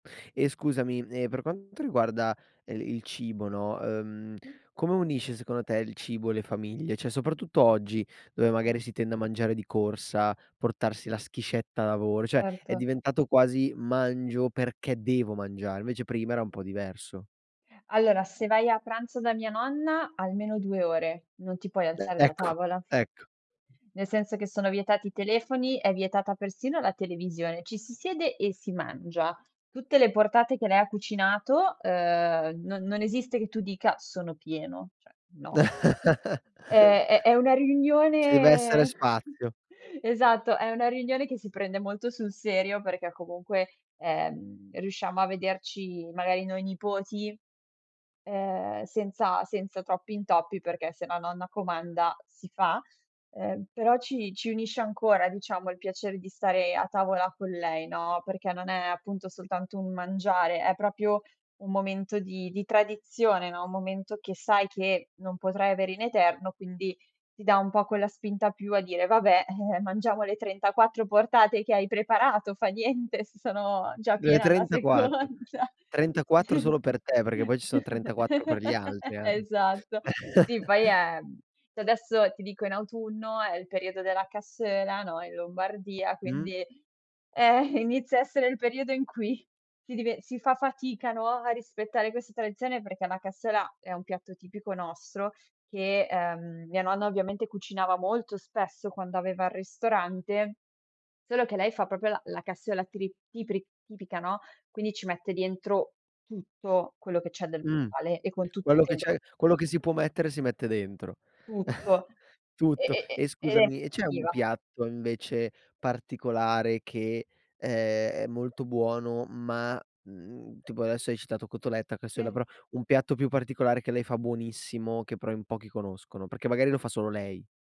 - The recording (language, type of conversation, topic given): Italian, podcast, In che modo la cucina racconta la storia della tua famiglia?
- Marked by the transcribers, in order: "Cioè" said as "cè"; other background noise; tapping; "Cioè" said as "cè"; chuckle; chuckle; "proprio" said as "propio"; laughing while speaking: "niente"; laughing while speaking: "seconda. Esatto"; chuckle; laugh; "cioè" said as "cè"; chuckle; laughing while speaking: "cui"; chuckle; unintelligible speech